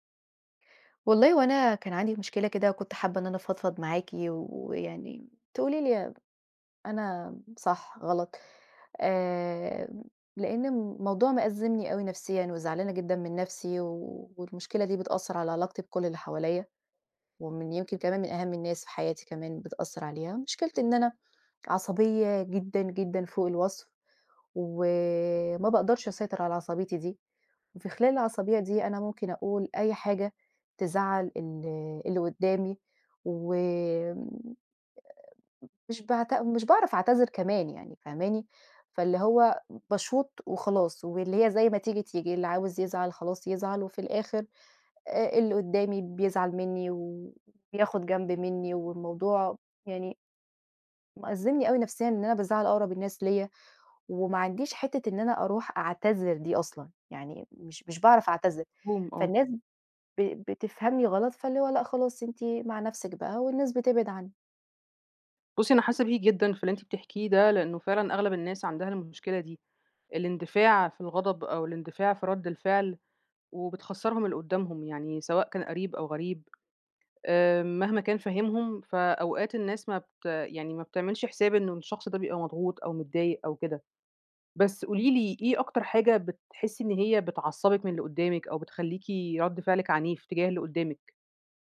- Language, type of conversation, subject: Arabic, advice, ازاي نوبات الغضب اللي بتطلع مني من غير تفكير بتبوّظ علاقتي بالناس؟
- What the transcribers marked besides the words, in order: tapping